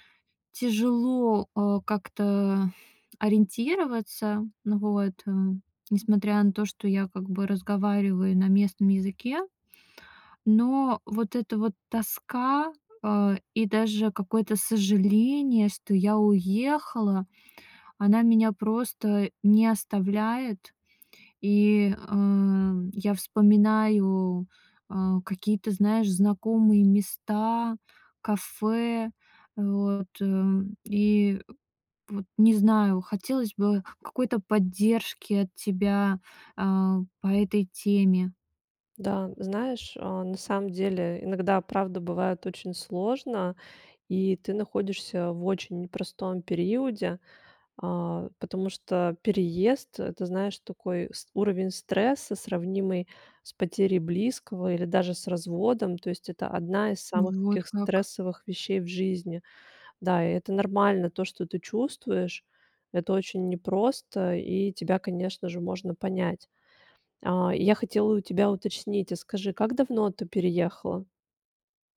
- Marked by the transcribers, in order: tapping
- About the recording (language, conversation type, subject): Russian, advice, Как вы переживаете тоску по дому и близким после переезда в другой город или страну?